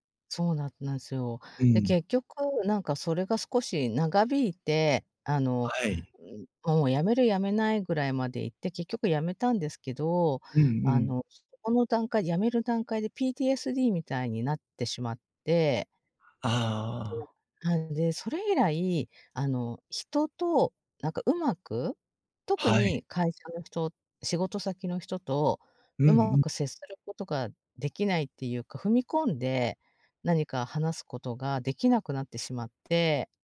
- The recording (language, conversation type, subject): Japanese, advice, 子どもの頃の出来事が今の行動に影響しているパターンを、どうすれば変えられますか？
- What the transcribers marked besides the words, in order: unintelligible speech